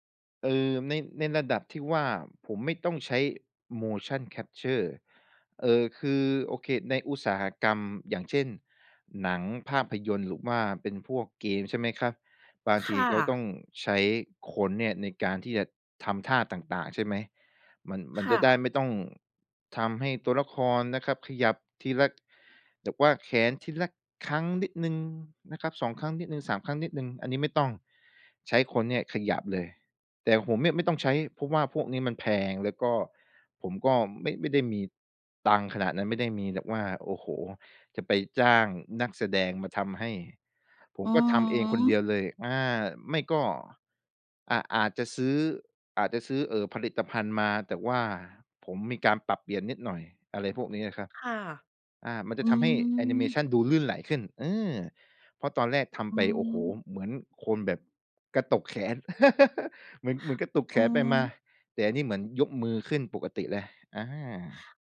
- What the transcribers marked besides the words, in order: in English: "motion capture"; laugh
- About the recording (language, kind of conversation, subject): Thai, podcast, คุณทำโปรเจกต์ในโลกจริงเพื่อฝึกทักษะของตัวเองอย่างไร?